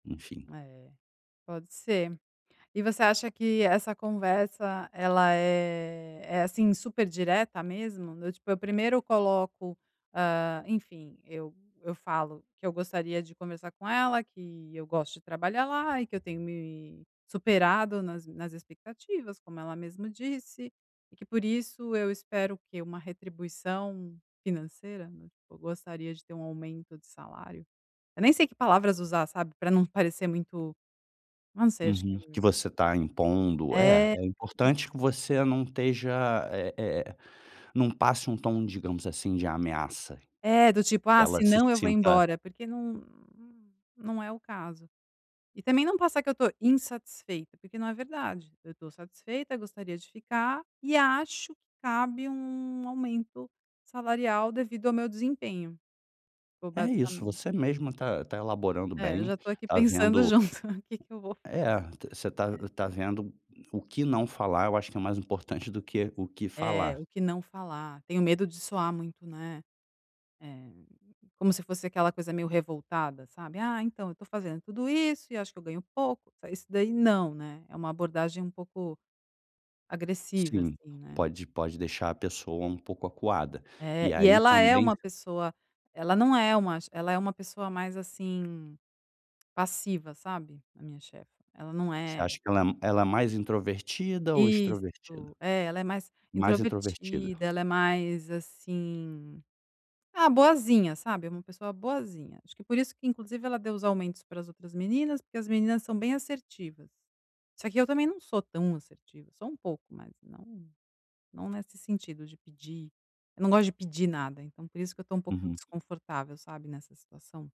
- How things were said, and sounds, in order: tapping; chuckle; other background noise
- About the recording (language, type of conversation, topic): Portuguese, advice, Quando é o momento certo para pedir uma promoção após um bom desempenho?